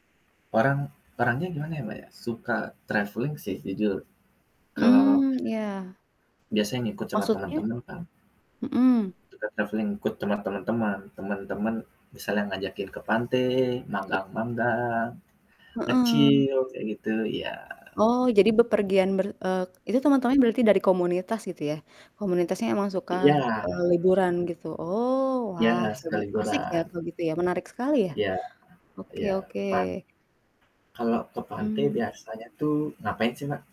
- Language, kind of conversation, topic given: Indonesian, unstructured, Anda lebih memilih liburan ke pantai atau ke pegunungan?
- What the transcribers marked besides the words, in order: static; in English: "travelling"; in English: "travelling"; tapping; distorted speech; in English: "nge-chill"; other background noise